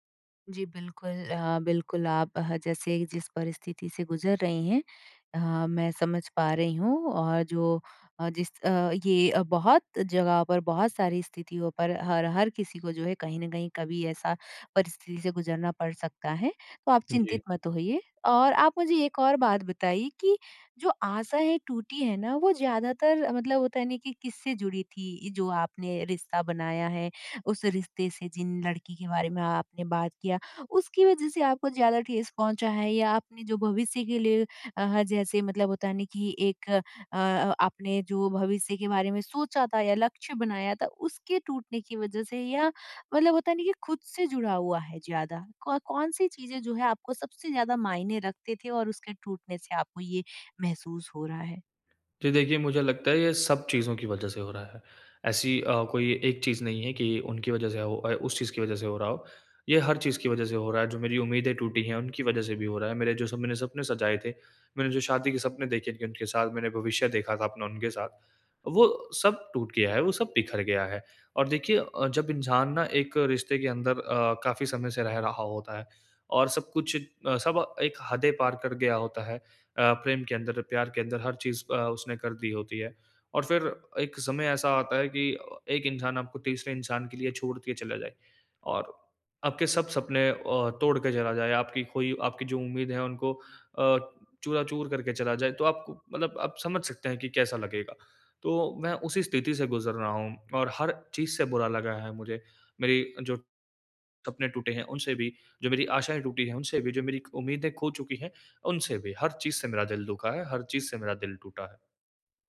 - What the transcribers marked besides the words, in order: none
- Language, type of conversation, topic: Hindi, advice, मैं बीती हुई उम्मीदों और अधूरे सपनों को अपनाकर आगे कैसे बढ़ूँ?